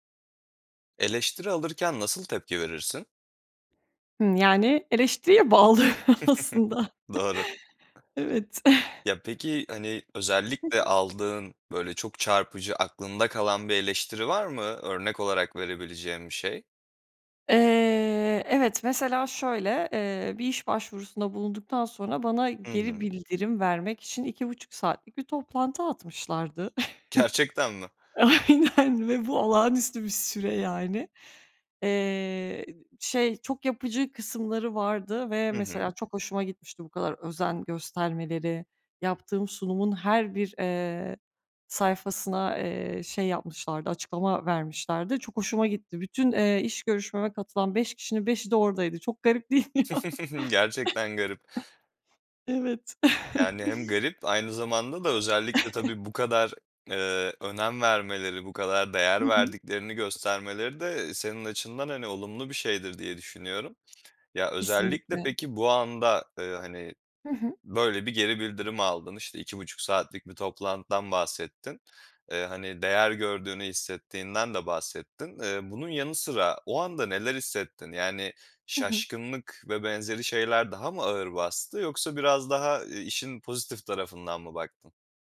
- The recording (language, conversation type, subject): Turkish, podcast, Eleştiri alırken nasıl tepki verirsin?
- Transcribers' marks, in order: chuckle; other background noise; laughing while speaking: "bağlı aslında"; chuckle; chuckle; laughing while speaking: "Aynen"; chuckle; laughing while speaking: "değil mi ya?"; chuckle; other noise; chuckle